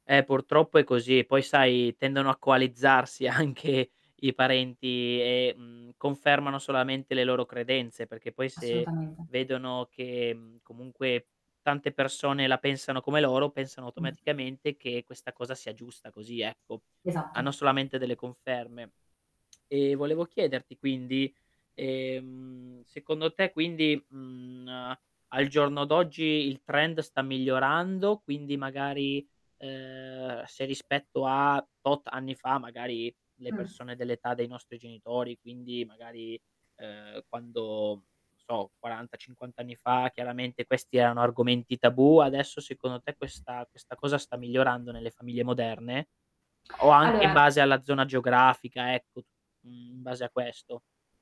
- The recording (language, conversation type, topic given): Italian, podcast, Come si può parlare di salute mentale in famiglia?
- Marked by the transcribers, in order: laughing while speaking: "anche"; static; distorted speech; tapping; in English: "trend"; mechanical hum